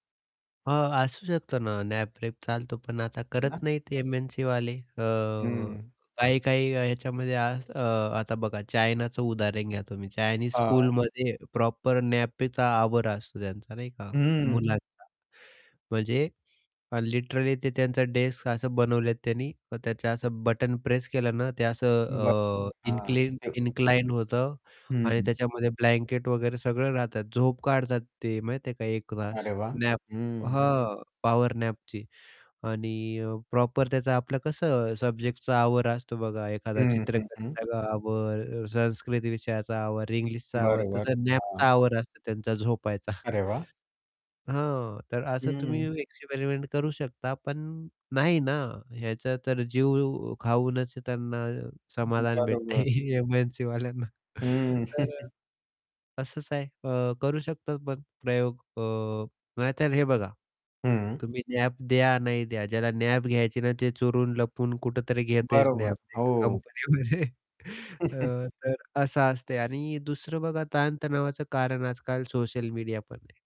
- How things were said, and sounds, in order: static; in English: "नॅप"; in English: "स्कूलमध्ये प्रॉपर नॅपचा"; other background noise; in English: "लिटरली"; distorted speech; in English: "इन्क्लिन इन्क्लाइंड"; unintelligible speech; in English: "नॅपची"; in English: "प्रॉपर"; in English: "नॅपचा"; chuckle; chuckle; laughing while speaking: "एमएनसीवाल्यांना"; chuckle; in English: "नॅप"; in English: "नॅप"; in English: "नॅप"; laughing while speaking: "कंपनीमध्ये"; chuckle
- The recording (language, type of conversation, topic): Marathi, podcast, दिवसात तणाव कमी करण्यासाठी तुमची छोटी युक्ती काय आहे?